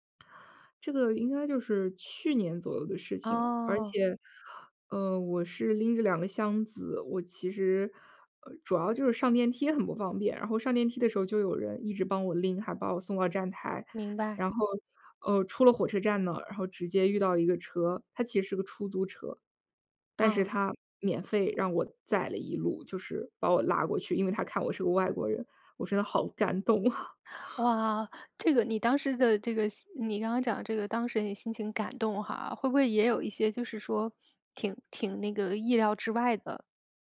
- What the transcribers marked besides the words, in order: laughing while speaking: "啊"; chuckle
- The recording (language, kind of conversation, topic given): Chinese, podcast, 在旅行中，你有没有遇到过陌生人伸出援手的经历？